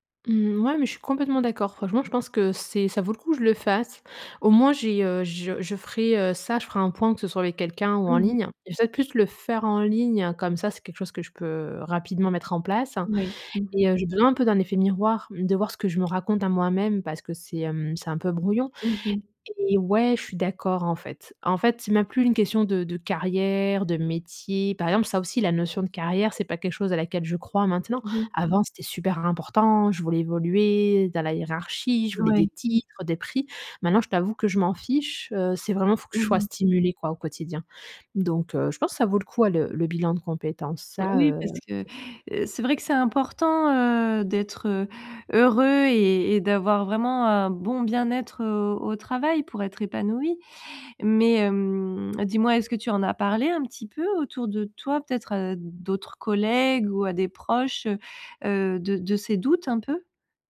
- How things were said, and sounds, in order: other background noise; tapping
- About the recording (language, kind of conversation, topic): French, advice, Pourquoi est-ce que je doute de ma capacité à poursuivre ma carrière ?